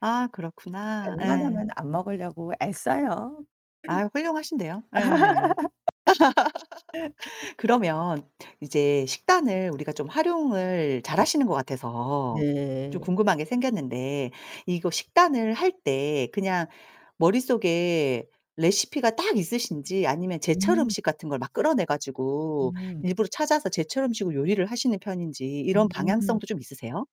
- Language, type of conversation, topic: Korean, podcast, 식비를 잘 관리하고 장을 효율적으로 보는 요령은 무엇인가요?
- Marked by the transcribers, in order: other background noise; laugh; throat clearing; laugh; distorted speech